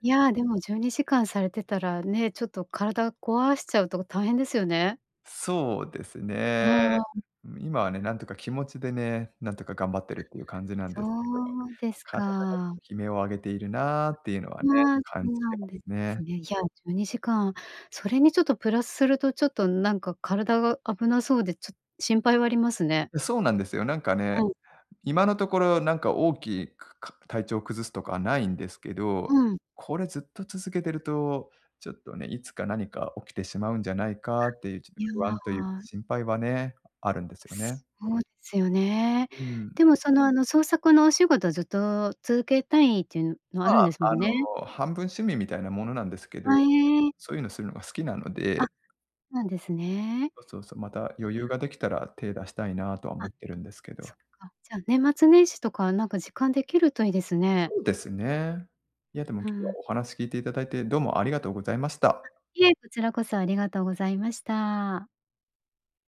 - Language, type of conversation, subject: Japanese, advice, 創作に使う時間を確保できずに悩んでいる
- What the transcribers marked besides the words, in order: none